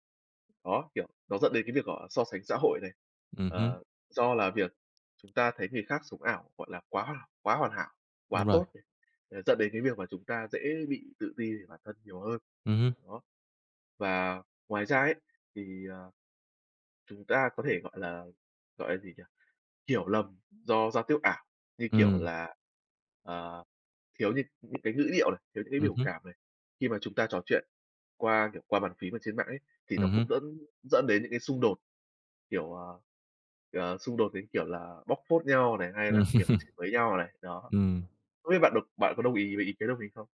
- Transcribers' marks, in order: unintelligible speech; tapping; other background noise; laughing while speaking: "Ừm"
- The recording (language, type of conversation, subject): Vietnamese, unstructured, Bạn thấy ảnh hưởng của mạng xã hội đến các mối quan hệ như thế nào?
- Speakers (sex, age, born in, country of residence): male, 20-24, Vietnam, Vietnam; male, 25-29, Vietnam, Vietnam